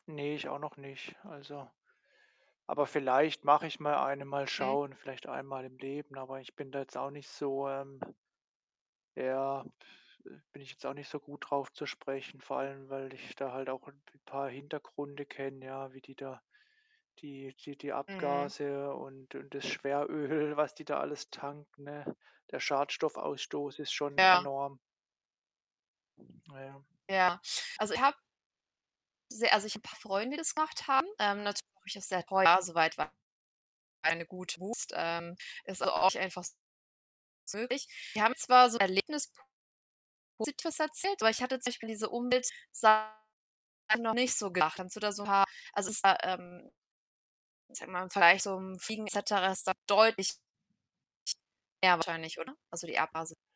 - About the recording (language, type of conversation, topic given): German, unstructured, Was findest du an Kreuzfahrten problematisch?
- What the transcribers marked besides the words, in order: other background noise; laughing while speaking: "Schweröl"; tapping; distorted speech; unintelligible speech; unintelligible speech; unintelligible speech; unintelligible speech